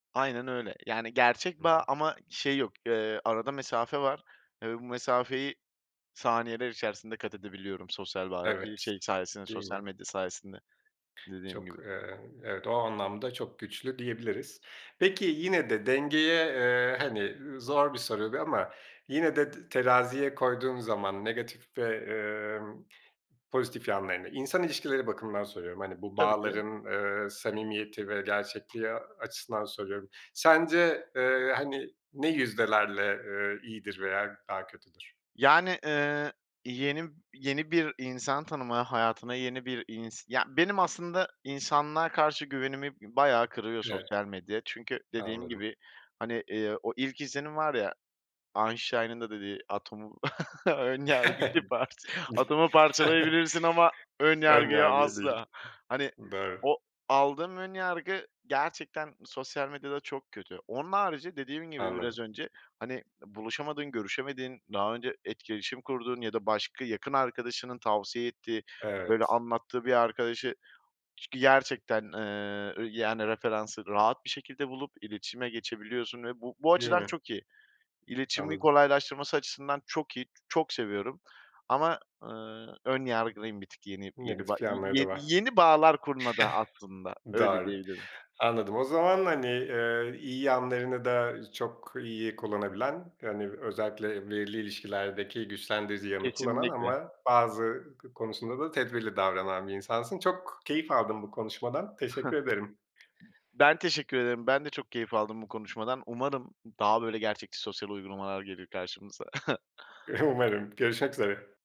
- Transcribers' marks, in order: tapping; other background noise; chuckle; laughing while speaking: "ön yargıyı parç"; chuckle; chuckle; chuckle; chuckle; laughing while speaking: "Umarım"
- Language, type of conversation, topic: Turkish, podcast, Sosyal medya, gerçek bağlar kurmamıza yardımcı mı yoksa engel mi?